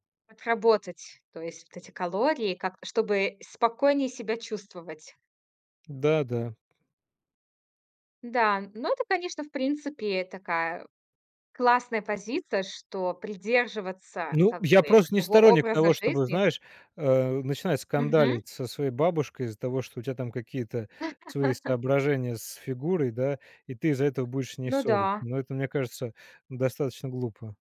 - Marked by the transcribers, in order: tapping; laugh
- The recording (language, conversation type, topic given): Russian, podcast, Что помогает тебе есть меньше сладкого?